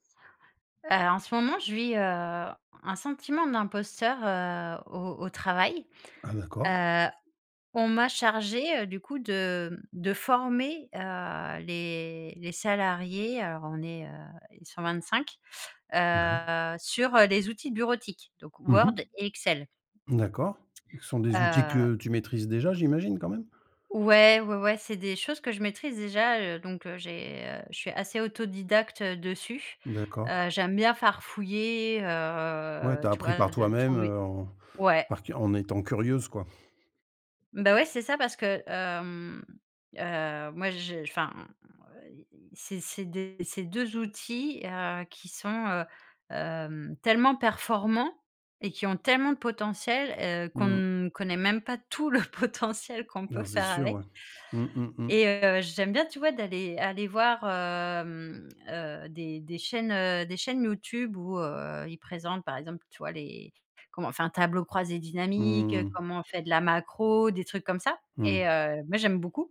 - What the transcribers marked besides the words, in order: drawn out: "heu"; laughing while speaking: "le potentiel qu'on peut faire avec"
- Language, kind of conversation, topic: French, advice, Comment gérez-vous le syndrome de l’imposteur quand vous présentez un projet à des clients ou à des investisseurs ?